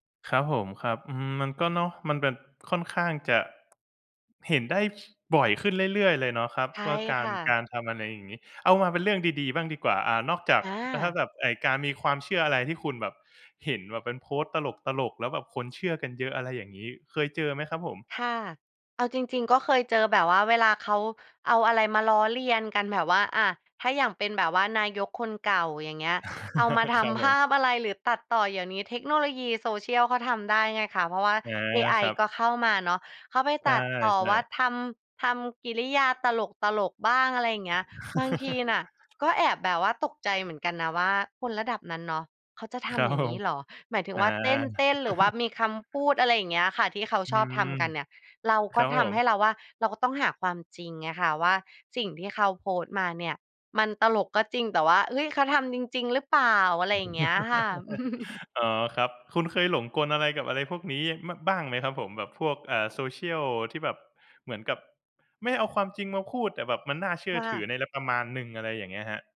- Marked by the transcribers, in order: tapping; chuckle; chuckle; chuckle; unintelligible speech; chuckle
- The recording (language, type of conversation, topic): Thai, podcast, เรื่องเล่าบนโซเชียลมีเดียส่งผลต่อความเชื่อของผู้คนอย่างไร?